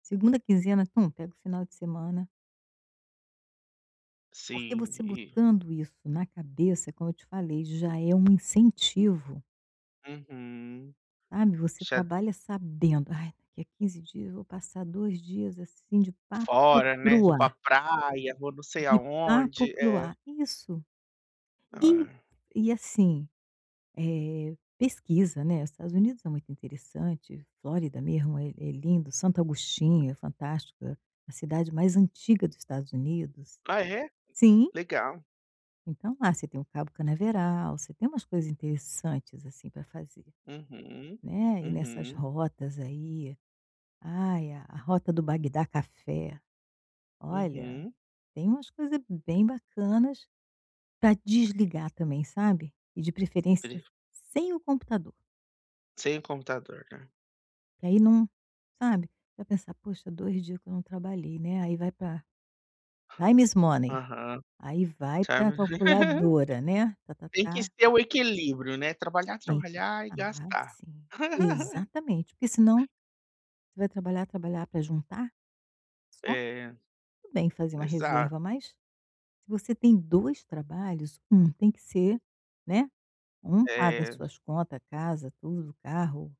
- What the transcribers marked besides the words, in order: tapping; in English: "time is money"; chuckle; chuckle
- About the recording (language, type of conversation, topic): Portuguese, advice, Como saber se o meu cansaço é temporário ou crônico?